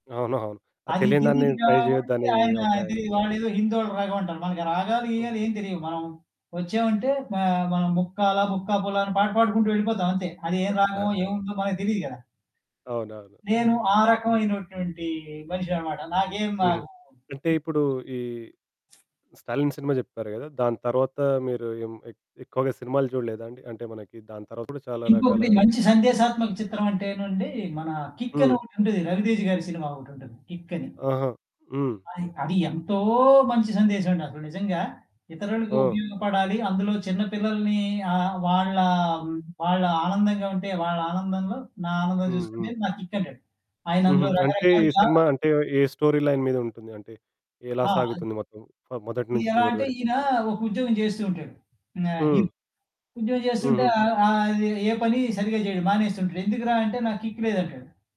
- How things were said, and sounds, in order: static; in English: "ట్రై"; giggle; other background noise; stressed: "ఎంతో"; in English: "స్టోరీ లైన్"; in English: "కిక్"
- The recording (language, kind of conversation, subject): Telugu, podcast, వినోదం, సందేశం మధ్య సమతుల్యాన్ని మీరు ఎలా నిలుపుకుంటారు?